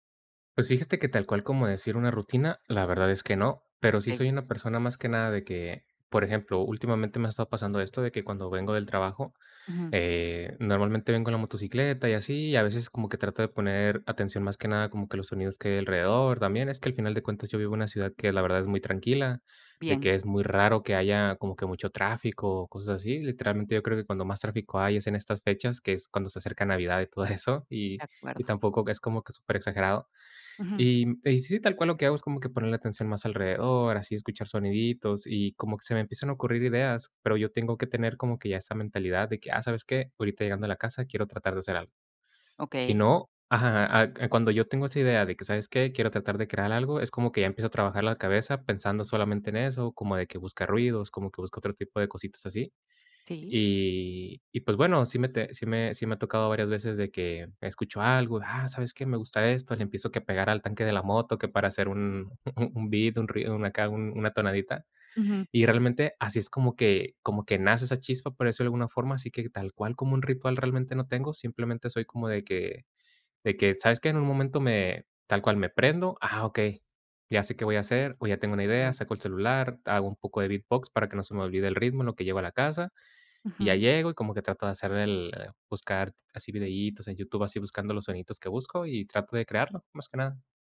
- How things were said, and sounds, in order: laughing while speaking: "eso"
- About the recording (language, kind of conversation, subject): Spanish, podcast, ¿Qué haces cuando te bloqueas creativamente?
- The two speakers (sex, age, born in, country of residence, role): female, 50-54, Mexico, Mexico, host; male, 25-29, Mexico, Mexico, guest